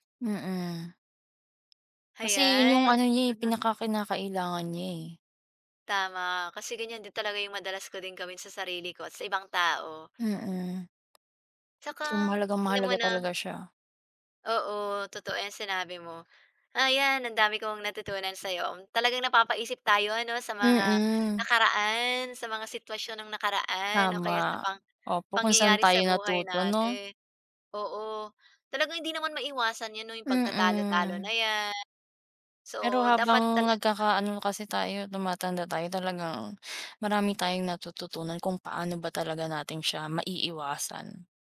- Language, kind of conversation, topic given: Filipino, unstructured, Ano ang ginagawa mo para maiwasan ang paulit-ulit na pagtatalo?
- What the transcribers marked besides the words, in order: lip smack; other background noise; tapping